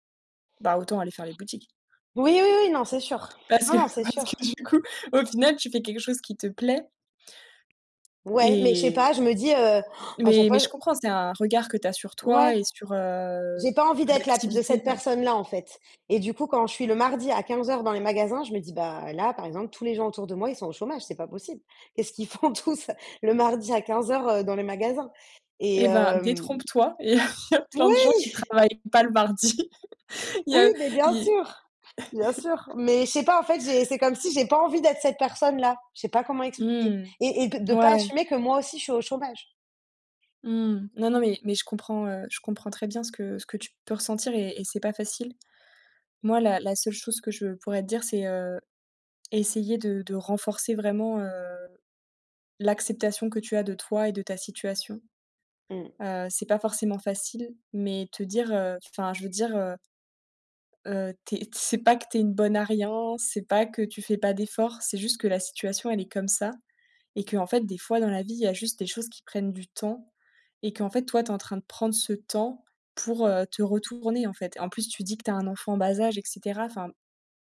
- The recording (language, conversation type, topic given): French, advice, Pourquoi ai-je l’impression de devoir afficher une vie parfaite en public ?
- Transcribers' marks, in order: laughing while speaking: "parce que du coup, au final"; tapping; laughing while speaking: "font tous le mardi"; chuckle; anticipating: "Moui !"; chuckle; chuckle